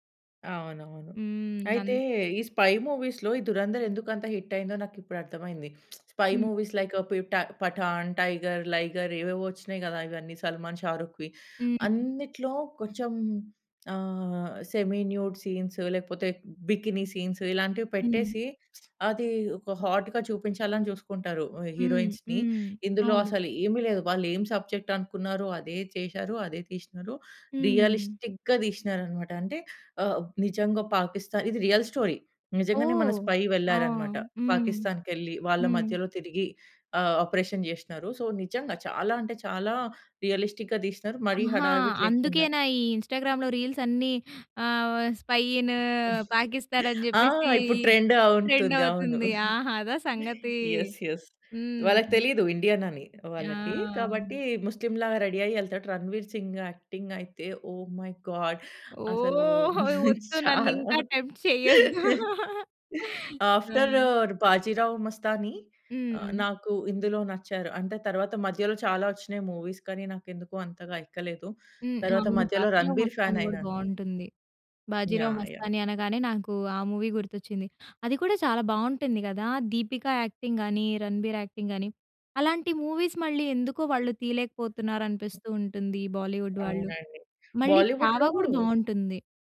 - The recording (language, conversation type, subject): Telugu, podcast, స్థానిక సినిమా మరియు బోలీవుడ్ సినిమాల వల్ల సమాజంపై పడుతున్న ప్రభావం ఎలా మారుతోందని మీకు అనిపిస్తుంది?
- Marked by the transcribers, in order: in English: "స్పై మూవీస్‌లో"; in English: "హిట్"; lip trill; in English: "స్పై మూవీస్ లైక్"; in English: "సెమీ న్యూడ్ సీన్స్"; in English: "బికిని సీన్స్"; other background noise; in English: "హాట్‌గా"; in English: "హీరోయిన్స్‌ని"; in English: "సబ్జెక్ట్"; in English: "రియలిస్టిక్‌గా"; in English: "రియల్ స్టోరీ"; in English: "స్పై"; in English: "ఆపరేషన్"; in English: "సో"; in English: "రియలిస్టిక్‌గా"; in English: "ఇన్‌స్టా‌గ్రామ్‌లో రీల్స్"; chuckle; in English: "స్పై ఇన్"; chuckle; in English: "యెస్. యెస్"; in English: "ఇండియన్"; in English: "ముస్లిం"; in English: "రెడీ"; in English: "యాక్టింగ్"; in English: "ఒహ్ మై గాడ్!"; in English: "ఆఫ్టర్"; in English: "టెంప్ట్"; laugh; in English: "మూవీస్"; in English: "ఫాన్"; in English: "మూవీ"; in English: "యాక్టింగ్"; in English: "యాక్టింగ్"; in English: "మూవీస్"; in English: "బాలీవుడ్"; in English: "బాలీవుడ్‌లో"